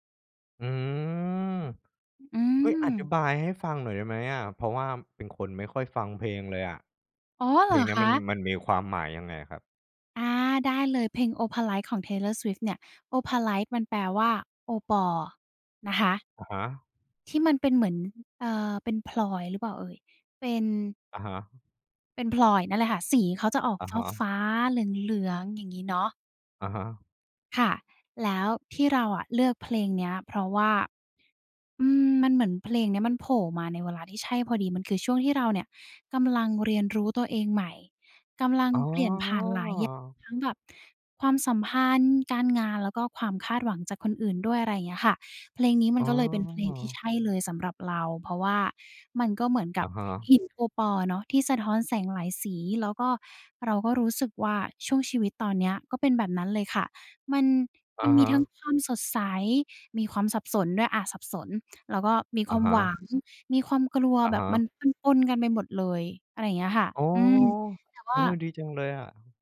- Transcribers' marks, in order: drawn out: "อืม"; drawn out: "อ๋อ"; drawn out: "อ๋อ"
- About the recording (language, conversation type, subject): Thai, podcast, เพลงไหนที่เป็นเพลงประกอบชีวิตของคุณในตอนนี้?